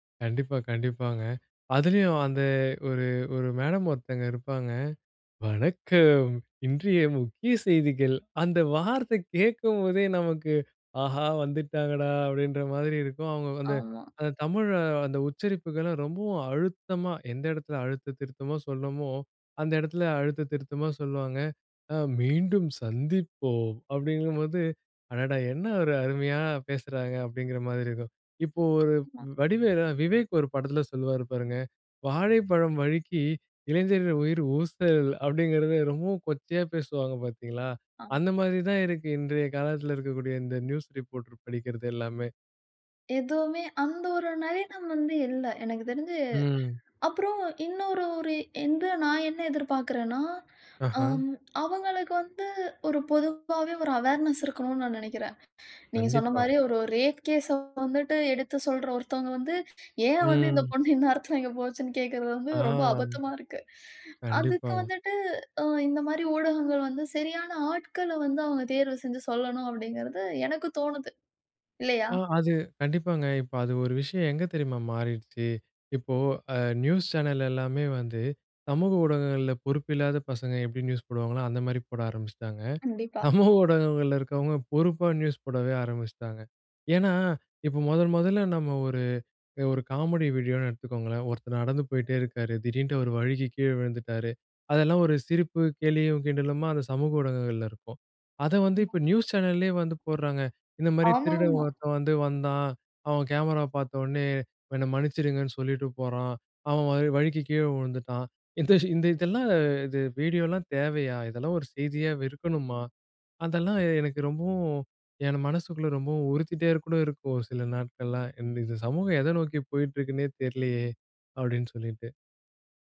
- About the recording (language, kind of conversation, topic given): Tamil, podcast, சமூக ஊடகம் நம்பிக்கையை உருவாக்க உதவுமா, அல்லது அதை சிதைக்குமா?
- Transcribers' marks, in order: put-on voice: "வணக்கம். இன்றைய முக்கிய செய்திகள்"; put-on voice: "அ மீண்டும் சந்திப்போம்"; in English: "அவேர்னஸ்"; in English: "ரேப் கேஸ"; laughing while speaking: "இந்த பொண்ணு இந்நேரத்தில இங்க போச்சுன்னு"; drawn out: "ஆ"; laughing while speaking: "சமூக ஊடகங்கள்ல"